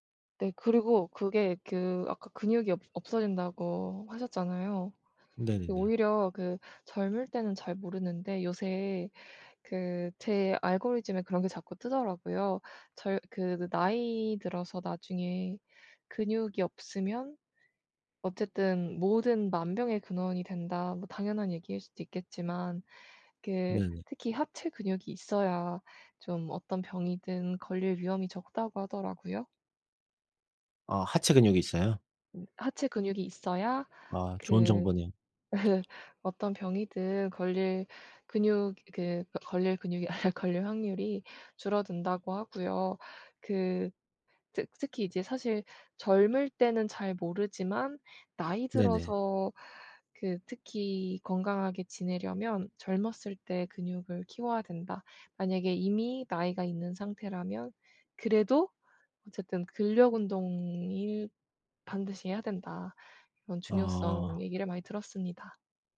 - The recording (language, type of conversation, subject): Korean, unstructured, 운동을 시작하지 않으면 어떤 질병에 걸릴 위험이 높아질까요?
- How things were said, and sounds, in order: laugh; tapping; laugh; other background noise